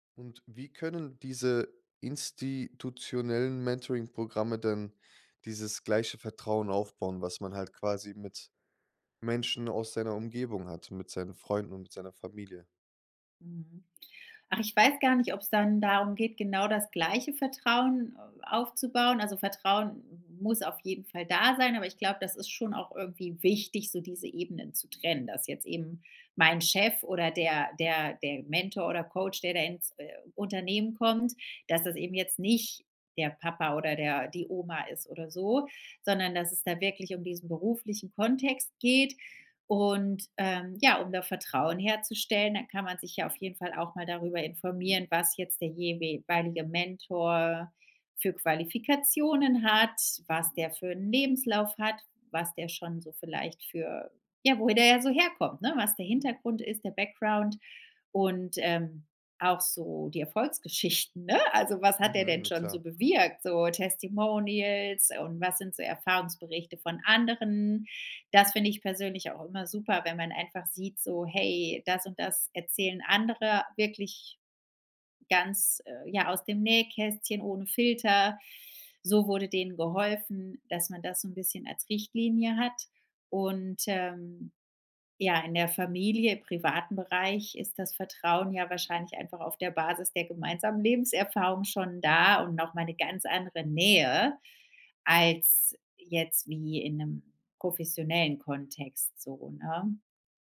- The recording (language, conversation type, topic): German, podcast, Welche Rolle spielt Vertrauen in Mentoring-Beziehungen?
- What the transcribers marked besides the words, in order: other noise; in English: "Testimonials"; other background noise